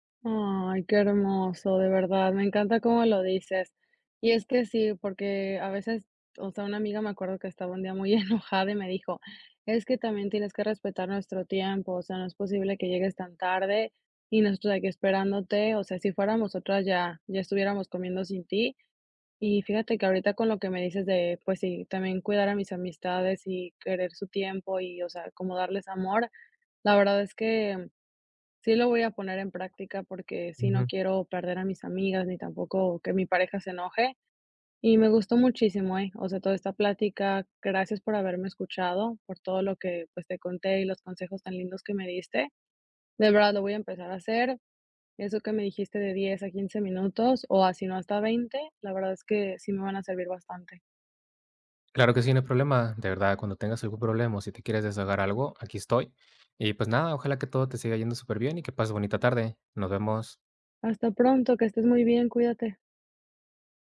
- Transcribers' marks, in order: laughing while speaking: "enojada"
- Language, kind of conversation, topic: Spanish, advice, ¿Cómo puedo dejar de llegar tarde con frecuencia a mis compromisos?